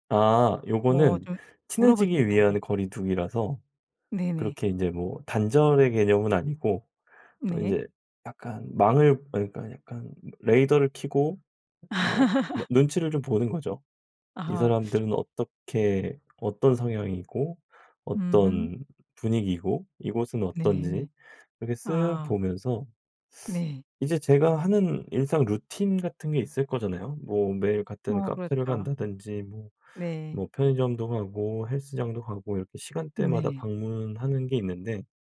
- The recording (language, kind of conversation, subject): Korean, podcast, 새로운 동네에서 자연스럽게 친구를 사귀는 쉬운 방법은 무엇인가요?
- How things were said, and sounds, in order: other background noise; laugh; tapping